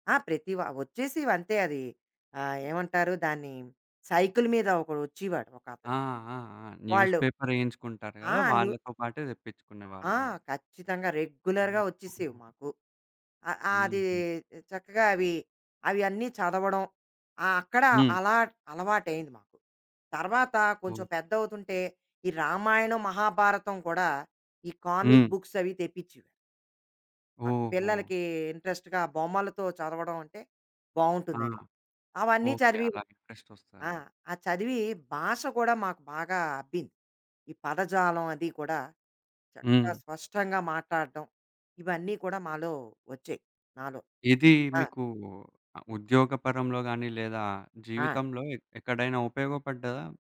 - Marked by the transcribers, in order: in English: "న్యూస్ పేపర్"; in English: "రెగ్యులర్‌గా"; tapping; in English: "కామిక్"; in English: "ఇంట్రెస్ట్‌గా"; in English: "ఇంట్రెస్ట్"
- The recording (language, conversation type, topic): Telugu, podcast, నీ మొదటి హాబీ ఎలా మొదలయ్యింది?